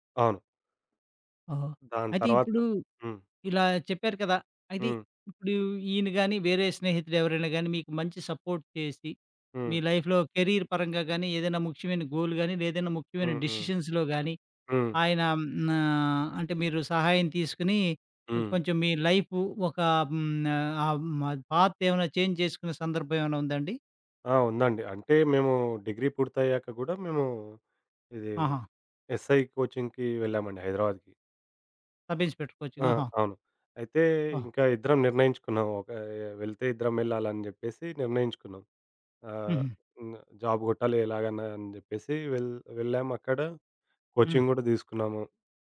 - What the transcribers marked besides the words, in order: in English: "సపోర్ట్"; in English: "లైఫ్‌లో కెరీర్"; in English: "గోల్"; in English: "డెసిషన్స్‌లో"; in English: "పాత్"; in English: "చేంజ్"; in English: "ఎస్‌ఐ కోచింగ్‌కి"; in English: "సబ్ ఇన్స్పెక్టర్ కోచింగ్"; in English: "జాబ్"; in English: "కోచింగ్"
- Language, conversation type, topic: Telugu, podcast, స్నేహితుడి మద్దతు నీ జీవితాన్ని ఎలా మార్చింది?